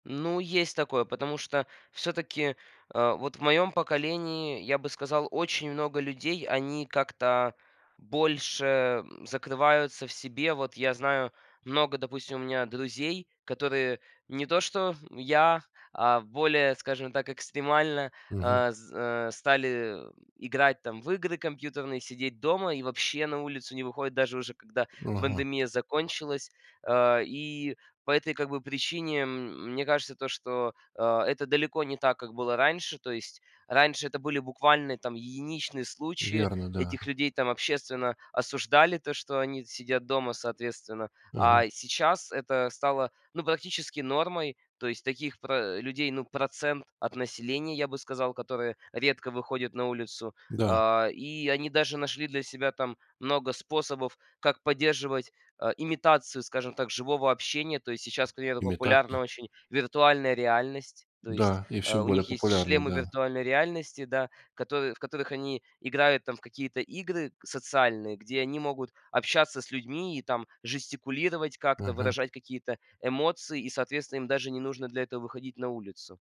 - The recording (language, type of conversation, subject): Russian, podcast, Как вы находите баланс между онлайн‑дружбой и реальной жизнью?
- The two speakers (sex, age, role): male, 18-19, guest; male, 65-69, host
- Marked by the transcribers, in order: tapping; other background noise